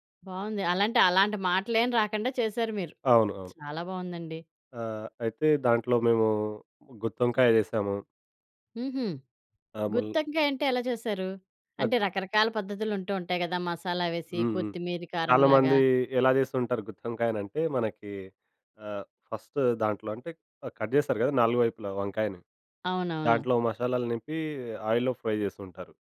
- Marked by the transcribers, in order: other background noise; in English: "ఫస్ట్"; in English: "కట్"; in English: "ఆయిల్‌లో ఫ్రై"
- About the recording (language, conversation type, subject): Telugu, podcast, మీరు తరచుగా తయారుచేసే సులభమైన వంటకం ఏది, దాన్ని ఎలా చేస్తారో చెప్పగలరా?